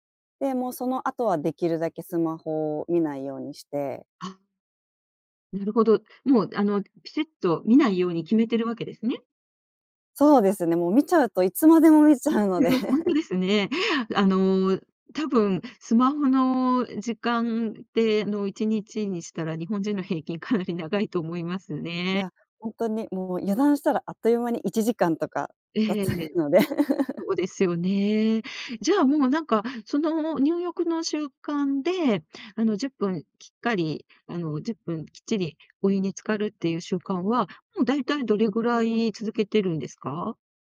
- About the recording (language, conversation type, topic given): Japanese, podcast, 睡眠の質を上げるために普段どんな工夫をしていますか？
- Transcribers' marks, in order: laughing while speaking: "見ちゃうので"; chuckle; tapping; laughing while speaking: "経っちゃくので"; laugh